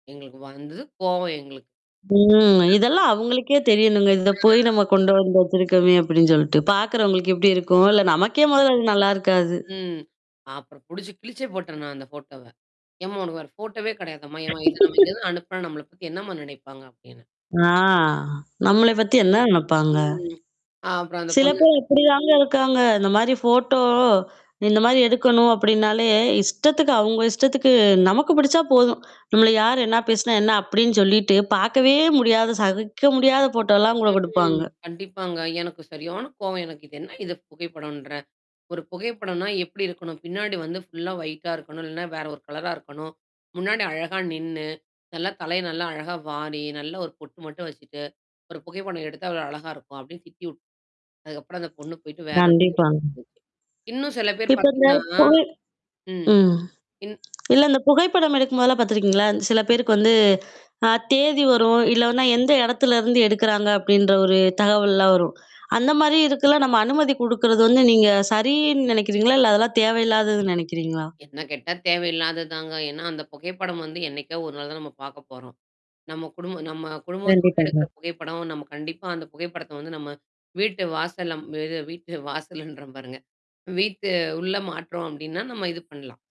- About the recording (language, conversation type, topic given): Tamil, podcast, புகைப்படங்களை பகிர்வதற்கு முன் நீங்கள் என்னென்ன விஷயங்களை கவனிக்கிறீர்கள்?
- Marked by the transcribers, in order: mechanical hum; drawn out: "ம்"; unintelligible speech; distorted speech; laugh; static; drawn out: "ஆ"; tapping; drawn out: "ஃபோட்டோ"; drawn out: "ம்"; other noise; unintelligible speech; laughing while speaking: "இது வீட்டு வாசல்ன்ற பாருங்க"